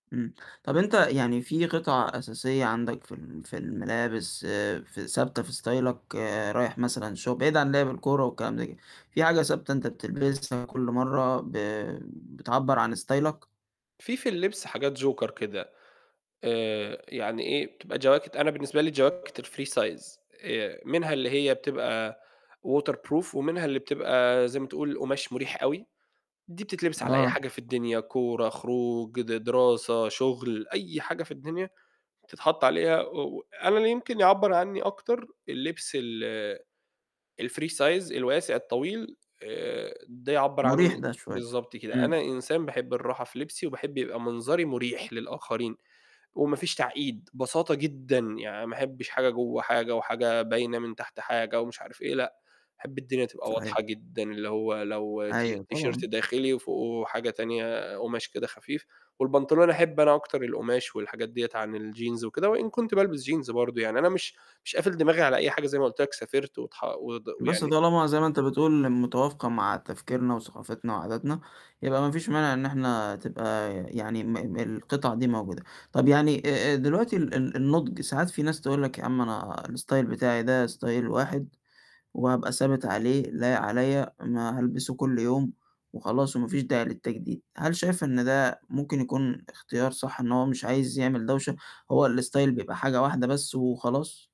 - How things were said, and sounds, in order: in English: "ستايلك"; distorted speech; in English: "ستايلك؟"; in English: "Joker"; in English: "الfree size"; in English: "waterproof"; in English: "الfree size"; in English: "تيشيرت"; static; in English: "الستايل"; in English: "ستايل"; in English: "الستايل"
- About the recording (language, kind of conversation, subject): Arabic, podcast, إزاي تعرف إن ستايلك بقى ناضج ومتماسك؟